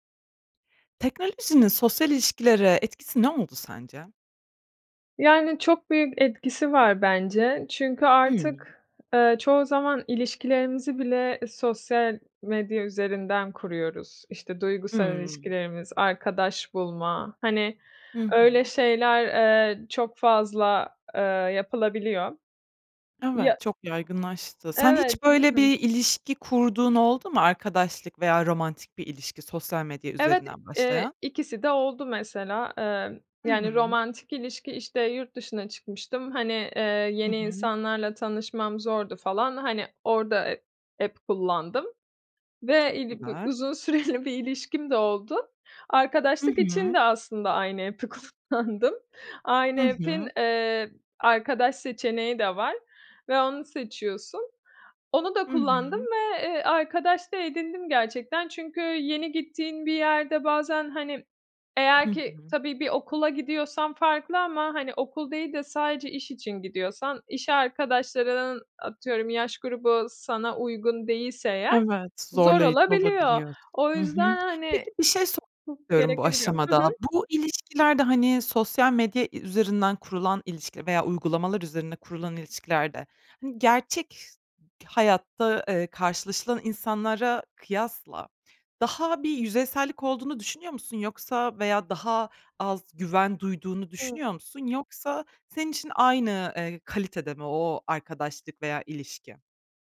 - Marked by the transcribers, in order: in English: "app"; tapping; laughing while speaking: "app'i kullandım"; in English: "app'i"; in English: "app'in"; other background noise
- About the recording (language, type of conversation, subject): Turkish, podcast, Teknoloji sosyal ilişkilerimizi nasıl etkiledi sence?